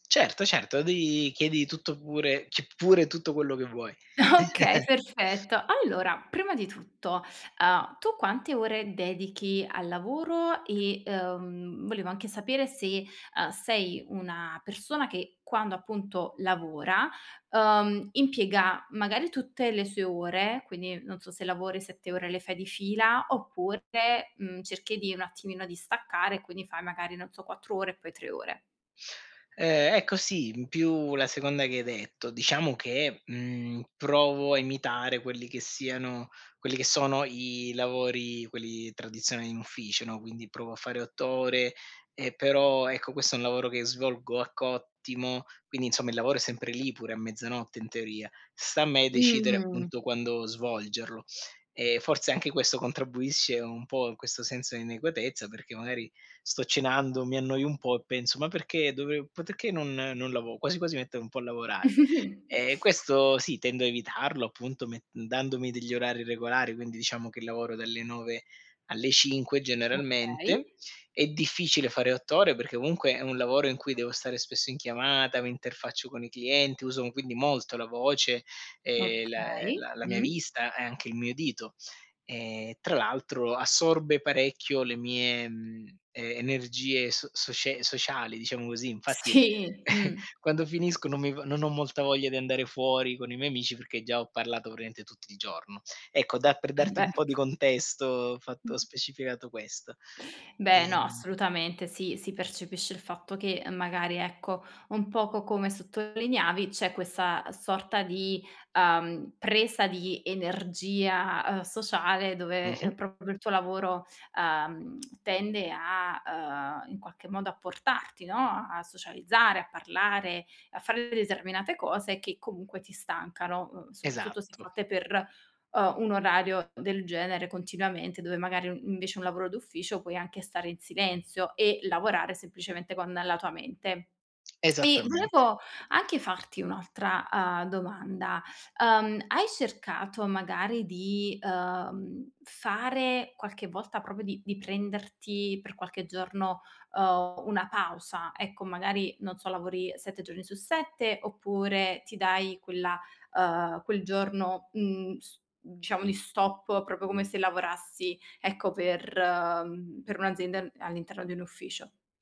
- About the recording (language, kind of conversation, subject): Italian, advice, Come posso riuscire a staccare e rilassarmi quando sono a casa?
- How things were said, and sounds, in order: laughing while speaking: "Okay"; other background noise; chuckle; drawn out: "Mh"; tapping; "contribuisce" said as "contrabuiscie"; "inadeguatezza" said as "ineguatezza"; "perché" said as "ptché"; chuckle; chuckle; laughing while speaking: "Sì"; "praticamente" said as "praimente"; lip smack; lip smack